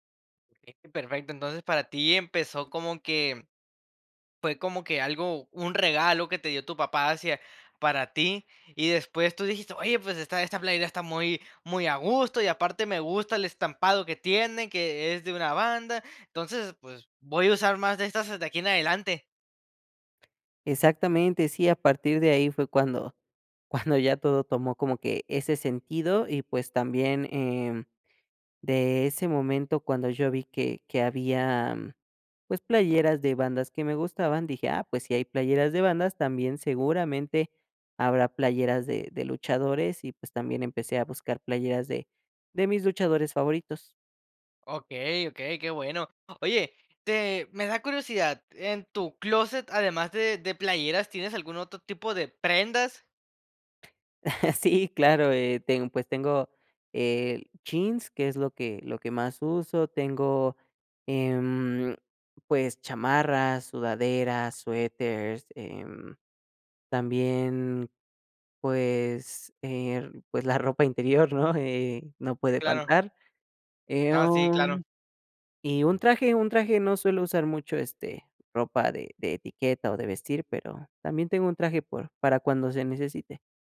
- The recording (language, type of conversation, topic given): Spanish, podcast, ¿Qué prenda te define mejor y por qué?
- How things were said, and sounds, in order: chuckle; drawn out: "em"